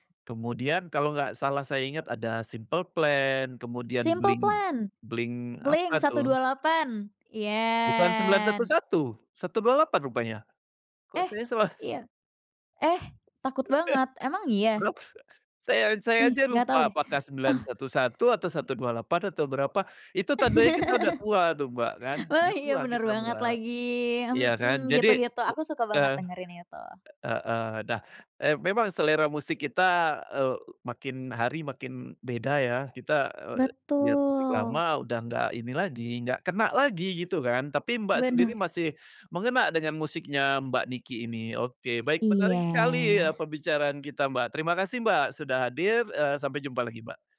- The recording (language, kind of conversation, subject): Indonesian, podcast, Kapan terakhir kali kamu menemukan lagu yang benar-benar ngena?
- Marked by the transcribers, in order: laugh; laugh; tapping